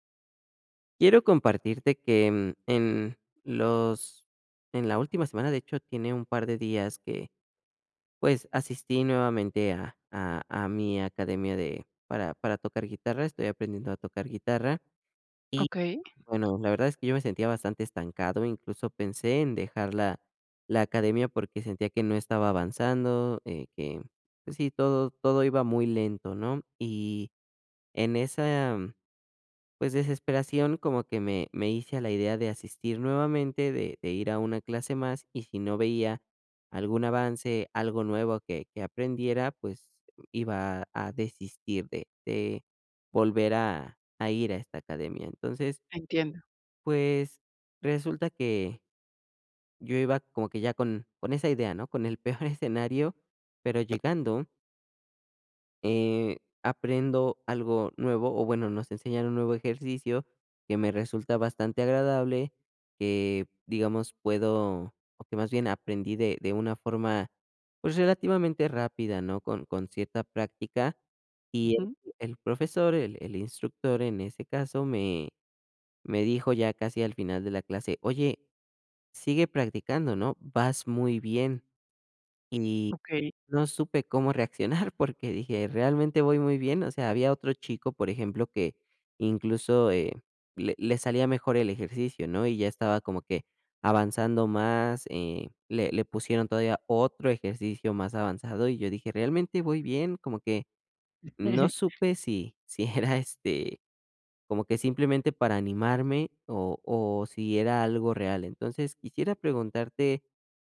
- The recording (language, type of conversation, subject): Spanish, advice, ¿Cómo puedo aceptar cumplidos con confianza sin sentirme incómodo ni minimizarlos?
- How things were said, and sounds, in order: other noise; laughing while speaking: "peor"; laughing while speaking: "reaccionar"; chuckle; laughing while speaking: "si era"